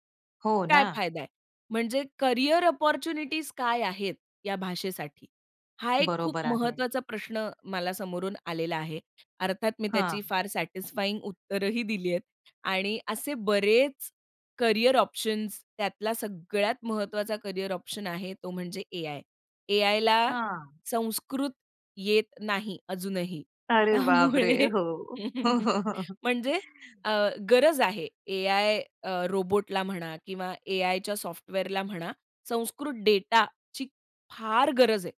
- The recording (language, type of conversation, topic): Marathi, podcast, तुमच्या कामाची कहाणी लोकांना सांगायला तुम्ही सुरुवात कशी करता?
- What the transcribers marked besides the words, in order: in English: "अपॉर्च्युनिटीज"; in English: "सॅटिस्फाइंग"; other background noise; laughing while speaking: "हो, हो, हो"; laughing while speaking: "त्यामुळे"; chuckle